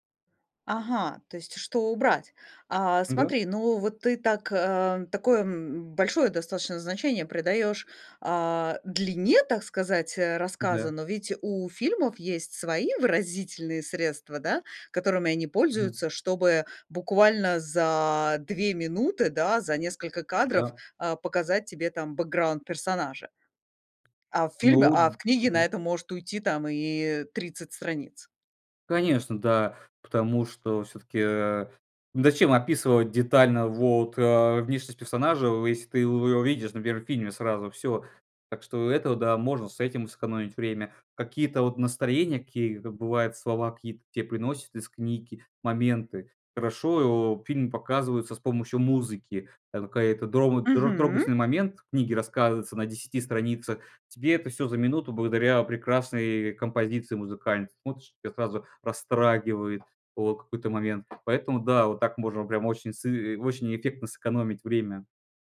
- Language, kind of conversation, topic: Russian, podcast, Как адаптировать книгу в хороший фильм без потери сути?
- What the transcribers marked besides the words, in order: tapping; unintelligible speech